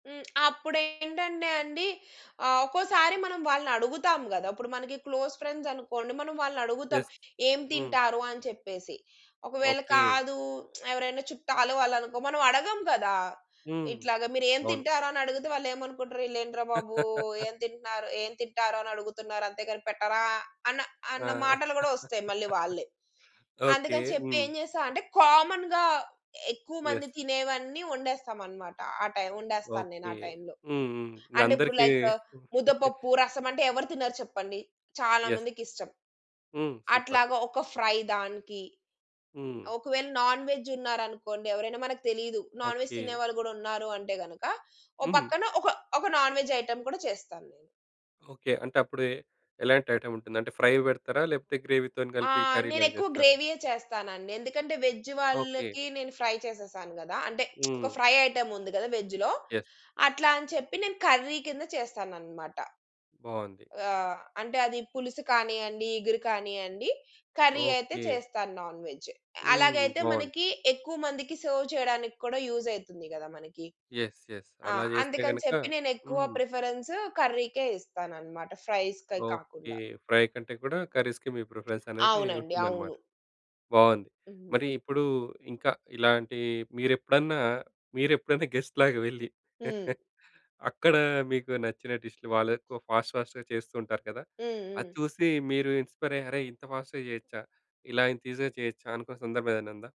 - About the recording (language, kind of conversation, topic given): Telugu, podcast, అనుకోకుండా చివరి నిమిషంలో అతిథులు వస్తే మీరు ఏ రకాల వంటకాలు సిద్ధం చేస్తారు?
- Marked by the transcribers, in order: in English: "క్లోజ్ ఫ్రెండ్స్"; in English: "యెస్"; tsk; laugh; laugh; in English: "కామన్‌గా"; in English: "యెస్"; in English: "లైక్"; chuckle; in English: "యెస్"; in English: "సూపర్!"; in English: "ఫ్రై"; in English: "నాన్‌వెజ్"; in English: "నాన్‌వెజ్"; in English: "నాన్‌వెజ్ ఐటెమ్"; in English: "ఐటెమ్"; in English: "ఫ్రై"; in English: "గ్రేవీ‌తోని"; in English: "గ్రేవీయే"; in English: "వెజ్"; in English: "ఫ్రై"; lip smack; in English: "ఫ్రై ఐటెమ్"; in English: "వెజ్‌లో"; in English: "యెస్"; in English: "నాన్‌వెజ్"; in English: "సెర్వ్"; in English: "యూజ్"; in English: "యెస్. యెస్"; in English: "ప్రిఫరెన్స్"; in English: "ఫ్రైస్‌కే"; in English: "ఫ్రై"; in English: "ప్రిఫరెన్స్"; other background noise; in English: "గెస్ట్‌లాగా"; chuckle; in English: "ఫాస్ట్ ఫాస్ట్‌గా"; in English: "ఇన్‌స్పైర్"; in English: "ఫాస్ట్‌గా"; in English: "ఈసీగా"